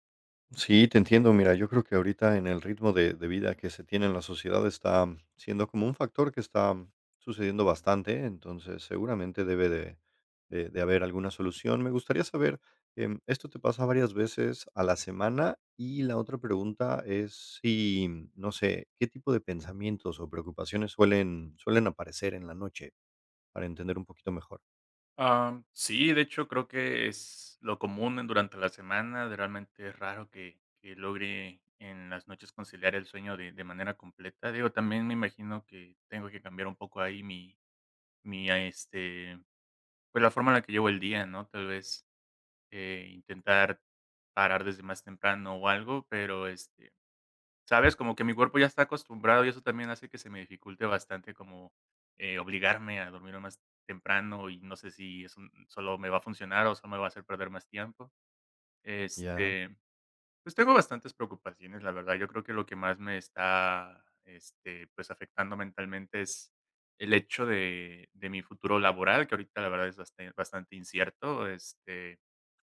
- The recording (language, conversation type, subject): Spanish, advice, ¿Cómo describirías tu insomnio ocasional por estrés o por pensamientos que no paran?
- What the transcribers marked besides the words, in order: tapping